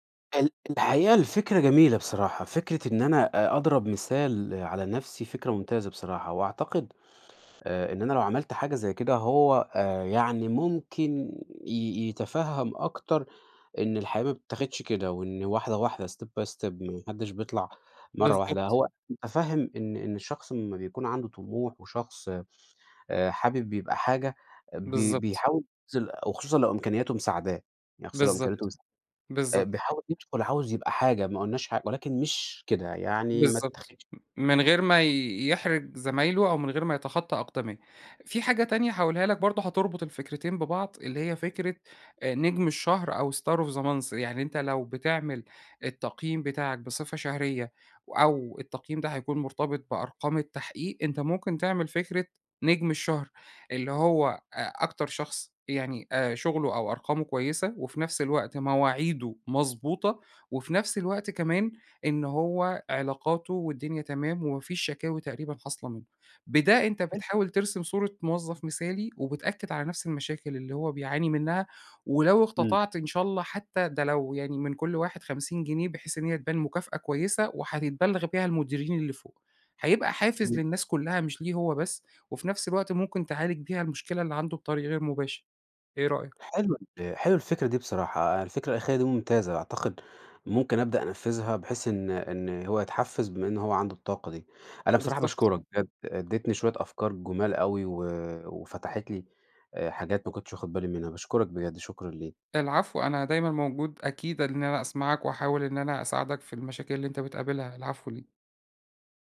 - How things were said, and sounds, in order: in English: "step by step"; in English: "Star Of The Month"; other noise; tapping
- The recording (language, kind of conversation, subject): Arabic, advice, إزاي أواجه موظف مش ملتزم وده بيأثر على أداء الفريق؟